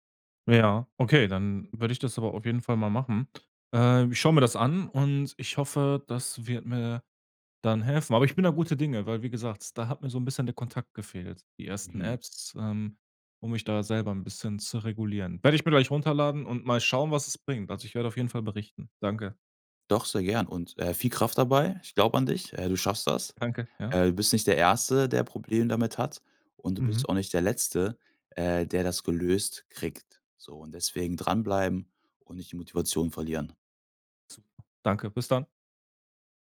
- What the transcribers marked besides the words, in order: other background noise
- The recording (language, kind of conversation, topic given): German, advice, Wie kann ich verhindern, dass ich durch Nachrichten und Unterbrechungen ständig den Fokus verliere?